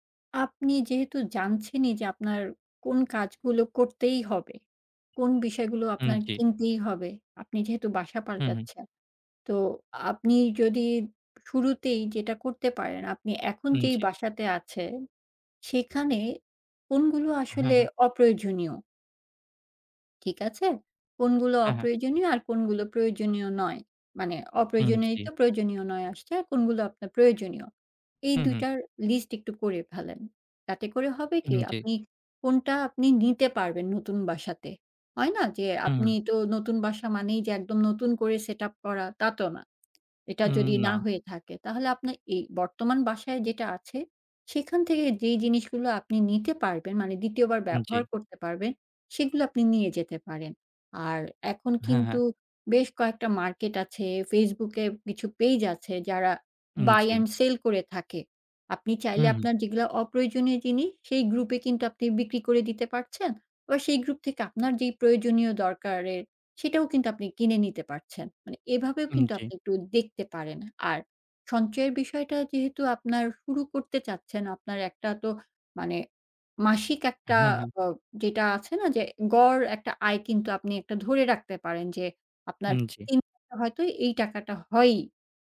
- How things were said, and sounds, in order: tapping; other background noise; unintelligible speech
- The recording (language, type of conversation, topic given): Bengali, advice, বড় কেনাকাটার জন্য সঞ্চয় পরিকল্পনা করতে অসুবিধা হচ্ছে